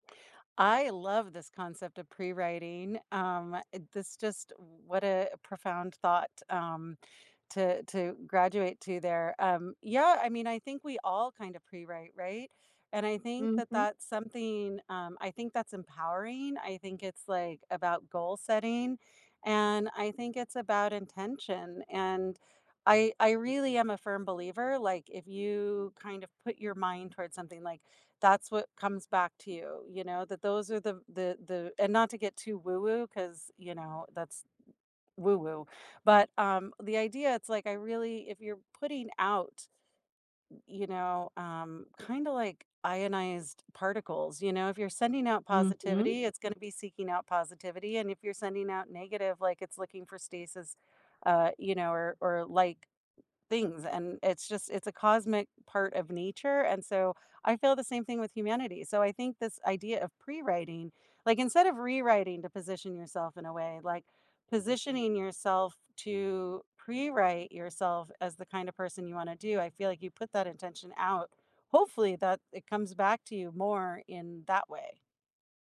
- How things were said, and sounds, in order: other background noise
- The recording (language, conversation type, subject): English, unstructured, Why do some people rewrite history to make themselves look better?
- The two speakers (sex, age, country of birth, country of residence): female, 50-54, United States, United States; female, 50-54, United States, United States